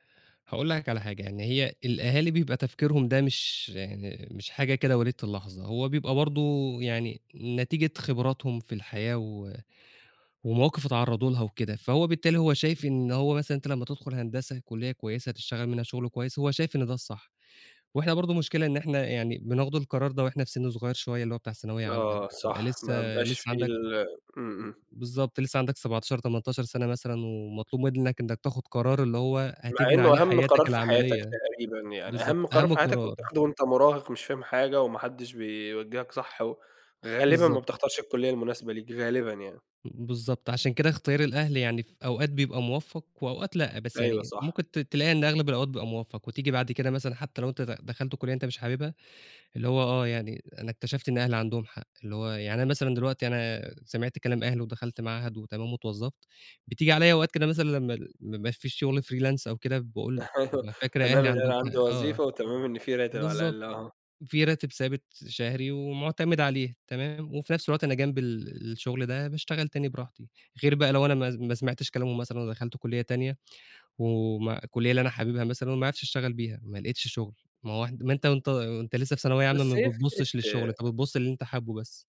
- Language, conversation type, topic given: Arabic, podcast, إزاي بتتعامل مع توقعات أهلك بخصوص شغلك ومسؤولياتك؟
- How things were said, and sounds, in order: laughing while speaking: "أيوه"; in English: "freelance"